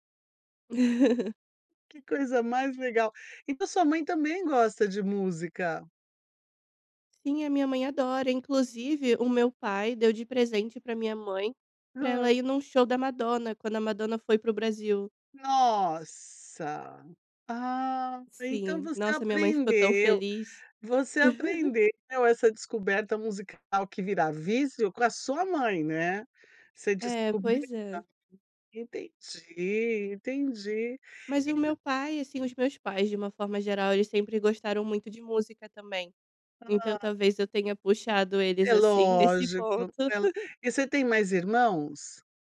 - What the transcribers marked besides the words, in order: chuckle; drawn out: "Nossa!"; chuckle; unintelligible speech; chuckle
- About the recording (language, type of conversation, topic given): Portuguese, podcast, Você se lembra de alguma descoberta musical que virou vício para você?